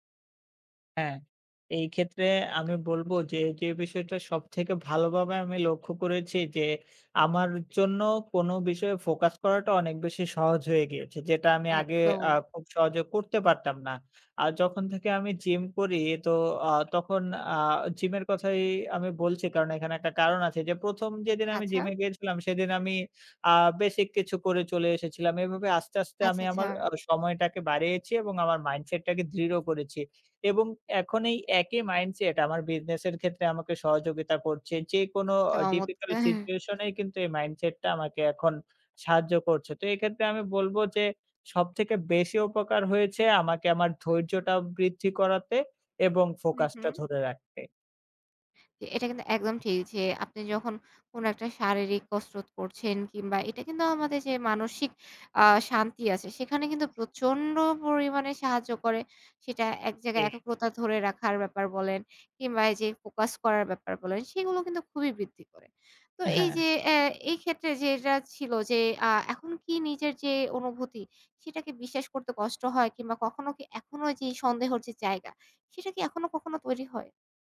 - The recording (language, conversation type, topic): Bengali, podcast, নিজের অনুভূতিকে কখন বিশ্বাস করবেন, আর কখন সন্দেহ করবেন?
- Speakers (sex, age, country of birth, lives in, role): female, 25-29, Bangladesh, Bangladesh, host; male, 20-24, Bangladesh, Bangladesh, guest
- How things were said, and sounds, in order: tapping; laughing while speaking: "চমৎকা"; "চমৎকার" said as "চমৎকা"; other background noise; "আমার" said as "আমা"